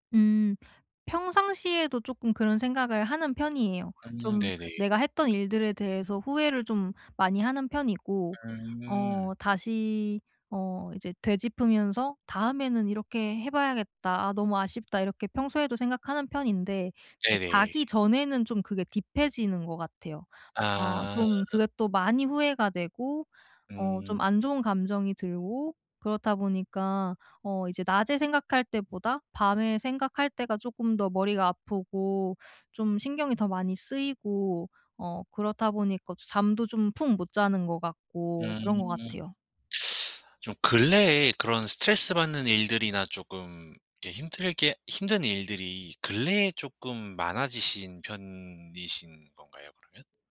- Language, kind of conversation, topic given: Korean, advice, 잠들기 전에 머릿속 생각을 어떻게 정리하면 좋을까요?
- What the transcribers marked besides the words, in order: in English: "딥해지는"; teeth sucking